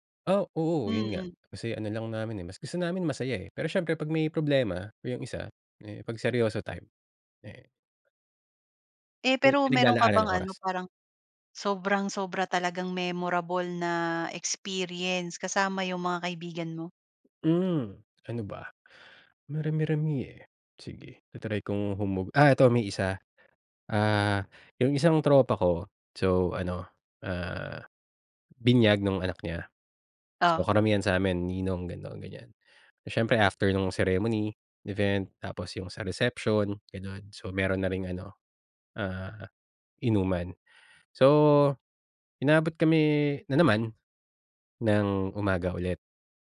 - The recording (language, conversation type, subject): Filipino, podcast, Paano mo pinagyayaman ang matagal na pagkakaibigan?
- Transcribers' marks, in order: in English: "memorable"